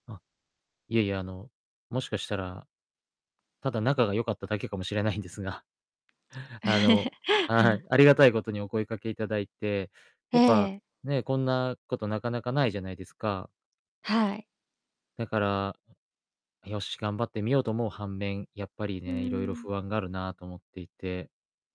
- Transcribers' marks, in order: laugh; other background noise; distorted speech
- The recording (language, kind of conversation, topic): Japanese, advice, 新しい方向へ踏み出す勇気が出ないのは、なぜですか？